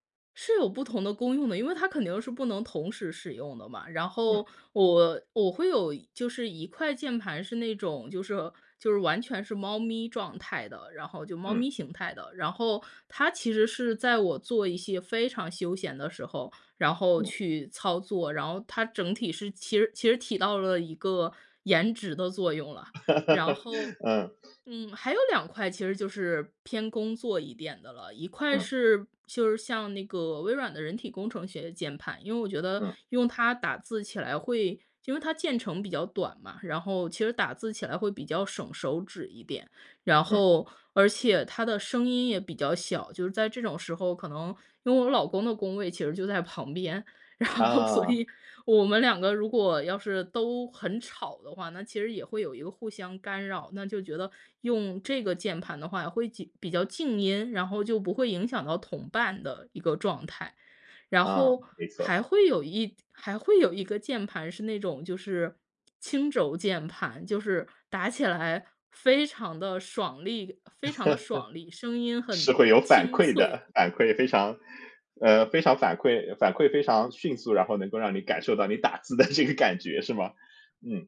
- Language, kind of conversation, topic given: Chinese, podcast, 你会如何布置你的工作角落，让自己更有干劲？
- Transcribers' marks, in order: laugh; laughing while speaking: "然后所以"; laugh; laughing while speaking: "这个感觉"